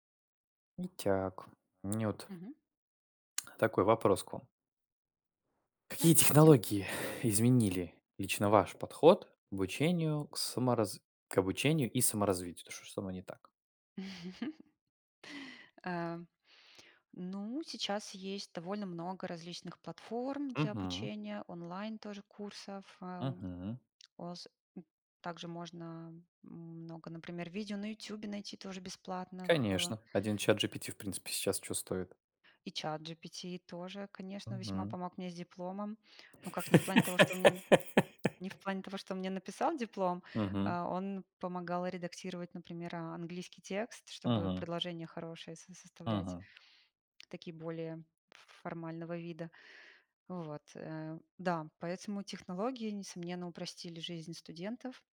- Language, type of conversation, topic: Russian, unstructured, Как технологии изменили ваш подход к обучению и саморазвитию?
- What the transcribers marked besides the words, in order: "Итак" said as "итяк"; tapping; tsk; sad: "технологии"; laugh; other noise; laugh